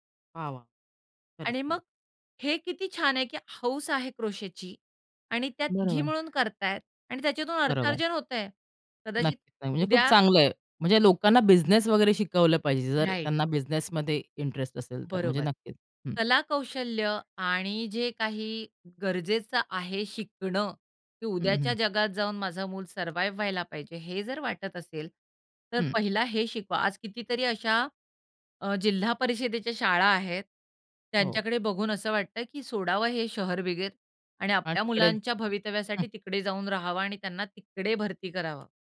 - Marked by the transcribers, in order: in English: "राइट"; other background noise; in English: "सर्वाईव्ह"; tapping
- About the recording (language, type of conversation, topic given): Marathi, podcast, शाळेतील मूल्यमापन फक्त गुणांवरच आधारित असावे असे तुम्हाला वाटत नाही का?